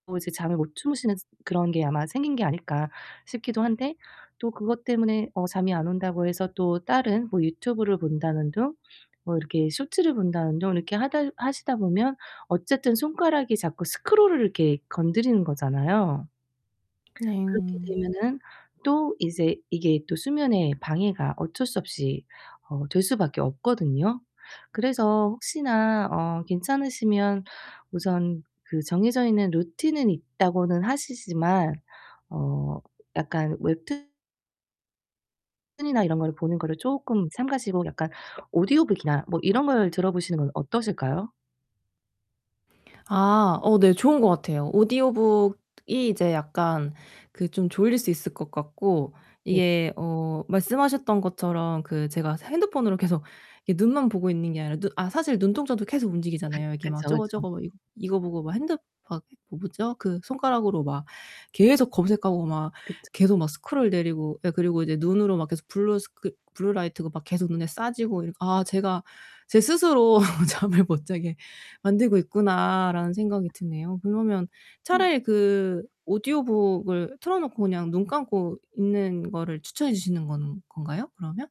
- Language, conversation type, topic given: Korean, advice, 규칙적인 수면 리듬을 꾸준히 만드는 방법은 무엇인가요?
- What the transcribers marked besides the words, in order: other background noise; distorted speech; tapping; laugh; laugh; laughing while speaking: "잠을 못 자게"